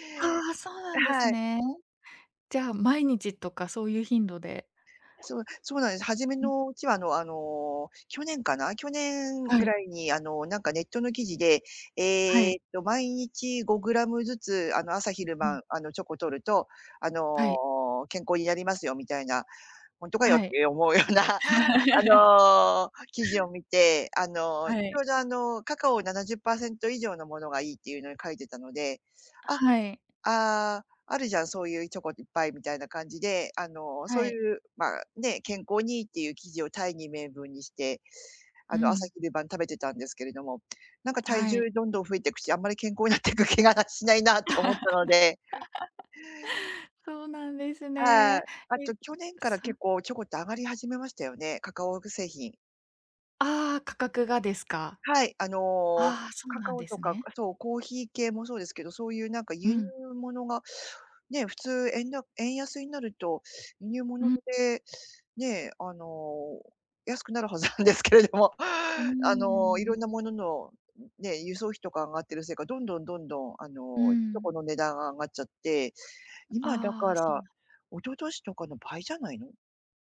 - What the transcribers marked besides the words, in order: other background noise; laughing while speaking: "ような"; laugh; tapping; laughing while speaking: "なってく気がしないなと思ったので"; laugh; laughing while speaking: "安くなるはずなんですけれども"
- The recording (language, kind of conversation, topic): Japanese, advice, 日々の無駄遣いを減らしたいのに誘惑に負けてしまうのは、どうすれば防げますか？